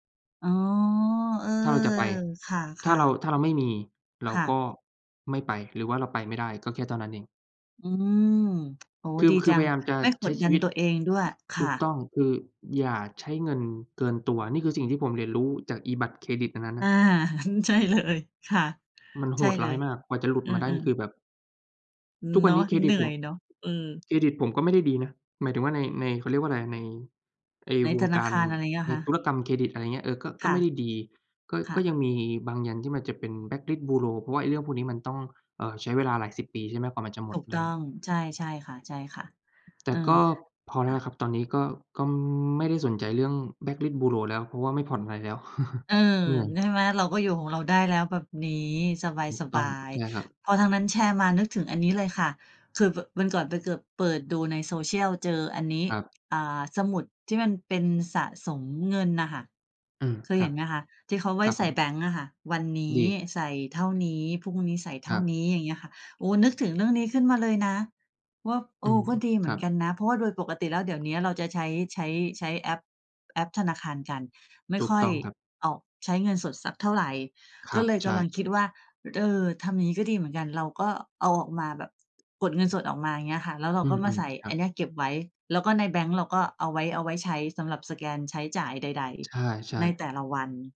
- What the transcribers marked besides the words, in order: other background noise; chuckle; laughing while speaking: "ใช่เลย"; tapping; chuckle
- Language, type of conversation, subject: Thai, unstructured, คุณคิดว่าการวางแผนการใช้เงินช่วยให้ชีวิตดีขึ้นไหม?